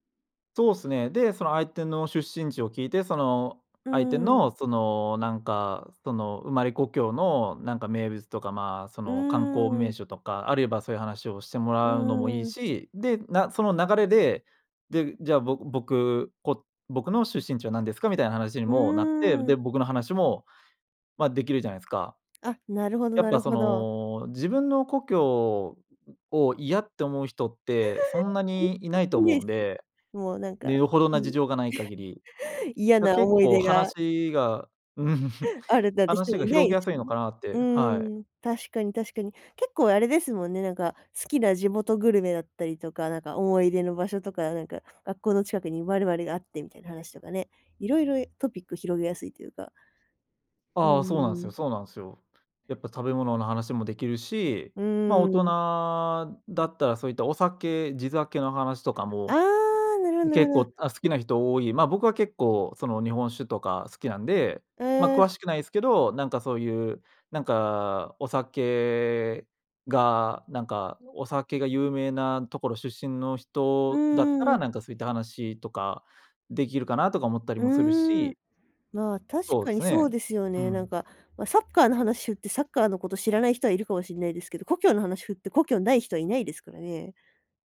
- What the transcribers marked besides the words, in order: other background noise; chuckle; unintelligible speech; chuckle; chuckle
- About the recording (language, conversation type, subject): Japanese, podcast, 誰でも気軽に始められる交流のきっかけは何ですか？